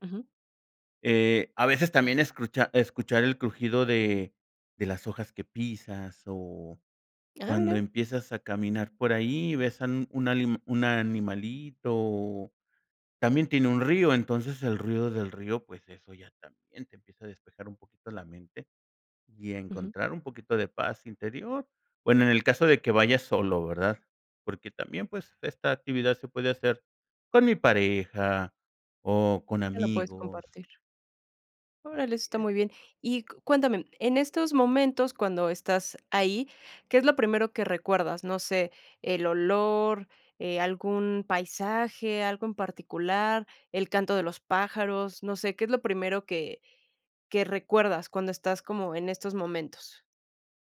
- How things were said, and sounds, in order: "escuchar-" said as "escruchar"; laughing while speaking: "solo"
- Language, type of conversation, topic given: Spanish, podcast, ¿Qué momento en la naturaleza te dio paz interior?